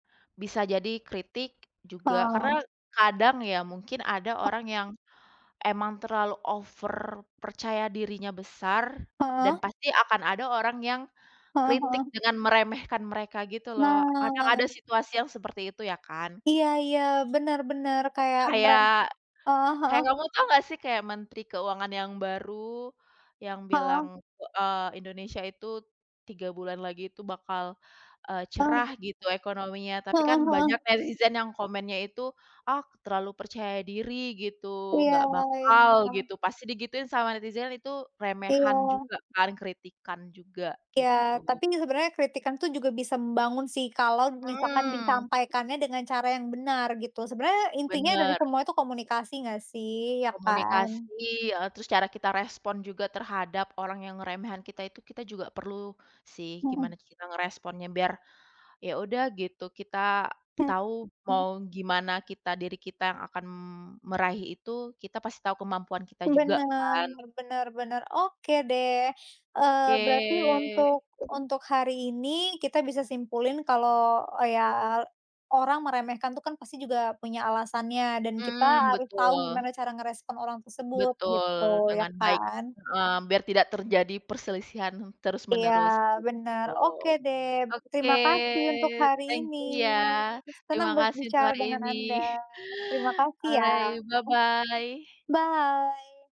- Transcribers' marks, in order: drawn out: "Nah"; other background noise; "kan" said as "ngen"; "ngeremehin" said as "ngeremehan"; tapping; drawn out: "Oke"; drawn out: "ini"; chuckle; in English: "Alright bye-bye"; in English: "Bye"
- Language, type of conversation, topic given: Indonesian, unstructured, Bagaimana perasaanmu saat ada orang yang meremehkan rencana masa depanmu?